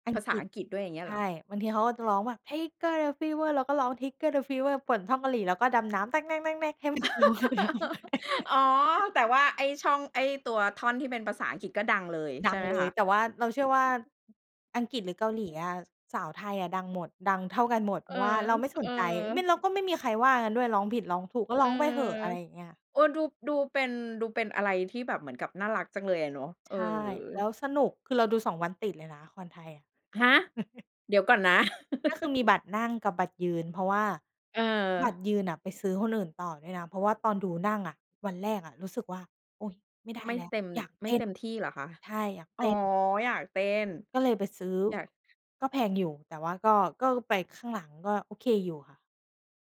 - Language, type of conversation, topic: Thai, podcast, เล่าประสบการณ์ไปดูคอนเสิร์ตที่ประทับใจที่สุดของคุณให้ฟังหน่อยได้ไหม?
- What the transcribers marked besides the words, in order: laugh; other noise; unintelligible speech; laugh; chuckle; other background noise; chuckle; laugh